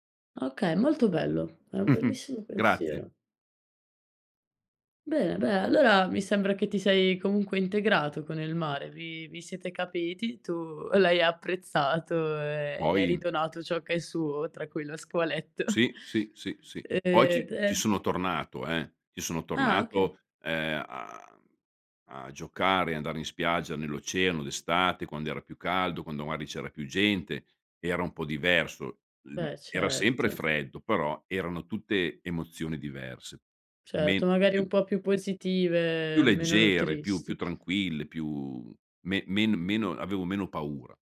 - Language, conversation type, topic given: Italian, podcast, Che impressione ti fanno gli oceani quando li vedi?
- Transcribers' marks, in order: chuckle; chuckle